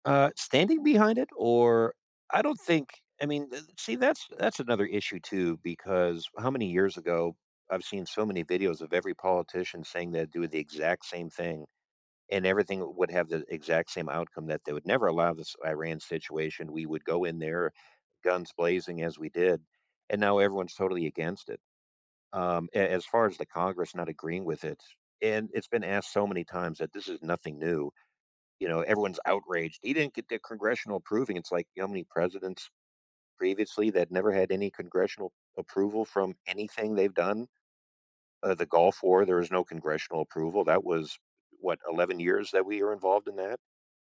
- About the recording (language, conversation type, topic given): English, unstructured, What should happen when politicians break the law?
- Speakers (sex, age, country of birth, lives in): male, 35-39, United States, United States; male, 50-54, United States, United States
- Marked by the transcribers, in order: none